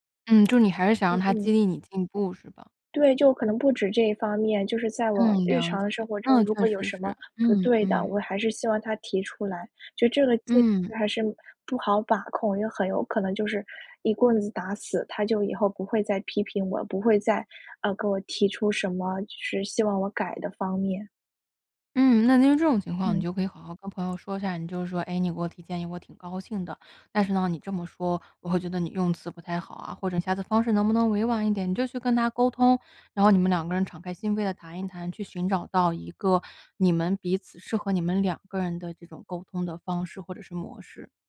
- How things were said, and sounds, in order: none
- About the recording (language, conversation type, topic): Chinese, advice, 朋友对我某次行为作出严厉评价让我受伤，我该怎么面对和沟通？